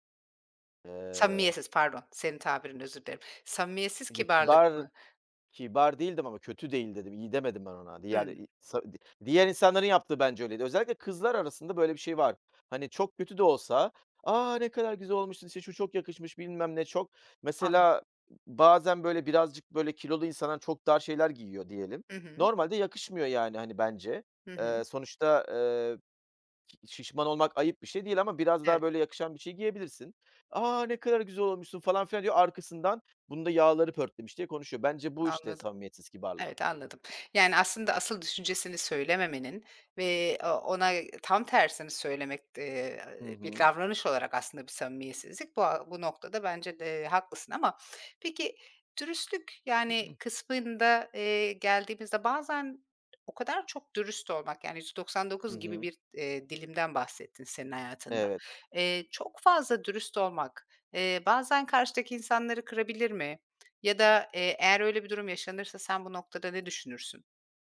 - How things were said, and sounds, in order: tapping; other background noise; unintelligible speech
- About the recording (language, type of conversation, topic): Turkish, podcast, Kibarlık ile dürüstlük arasında nasıl denge kurarsın?